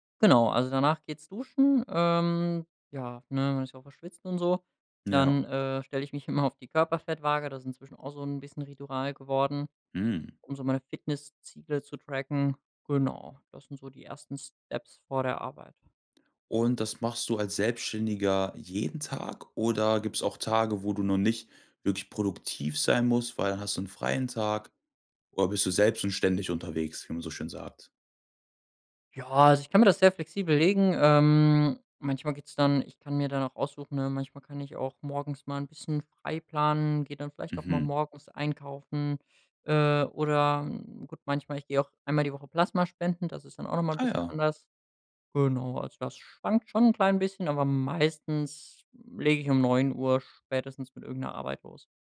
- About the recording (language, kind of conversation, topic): German, podcast, Was hilft dir, zu Hause wirklich produktiv zu bleiben?
- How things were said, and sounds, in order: laughing while speaking: "immer"; anticipating: "Mhm"; in English: "tracken"; in English: "Steps"; stressed: "jeden"